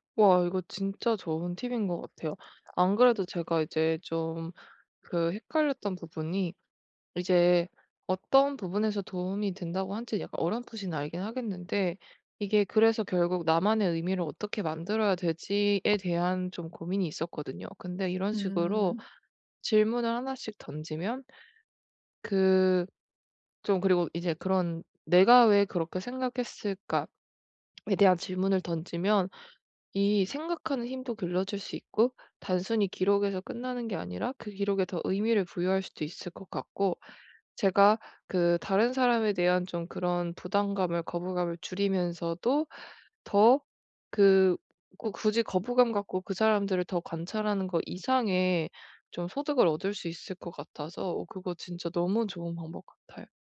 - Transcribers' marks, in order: other background noise; tapping
- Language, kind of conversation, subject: Korean, advice, 일상에서 영감을 쉽게 모으려면 어떤 습관을 들여야 할까요?